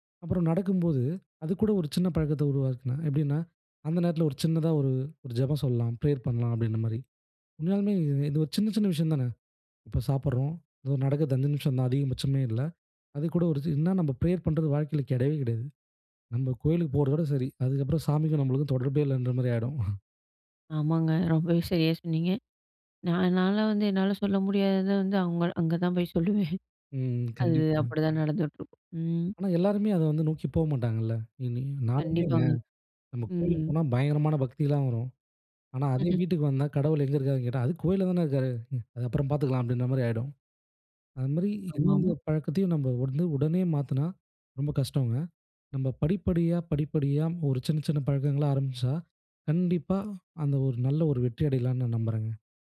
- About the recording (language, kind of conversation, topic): Tamil, podcast, ஒரு பழக்கத்தை உடனே மாற்றலாமா, அல்லது படிப்படியாக மாற்றுவது நல்லதா?
- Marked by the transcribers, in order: in English: "பிரேயர்"; in English: "பிரேயர்"; chuckle; laughing while speaking: "ரொம்பவே சரியா சொன்னீங்க"; laughing while speaking: "சொல்லுவேன்"; chuckle